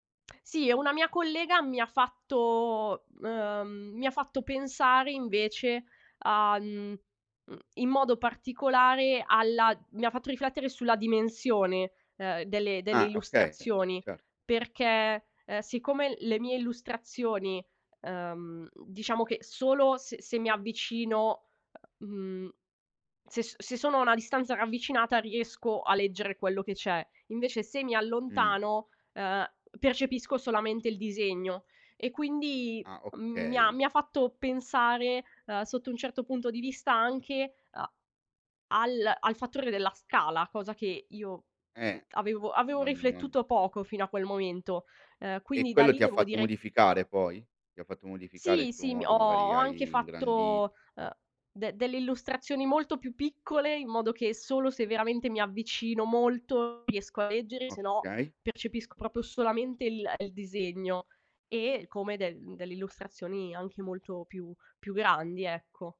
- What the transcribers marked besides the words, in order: "proprio" said as "propio"
- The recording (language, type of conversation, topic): Italian, podcast, Che valore ha per te condividere le tue creazioni con gli altri?
- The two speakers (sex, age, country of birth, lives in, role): female, 30-34, Italy, Italy, guest; male, 45-49, Italy, Italy, host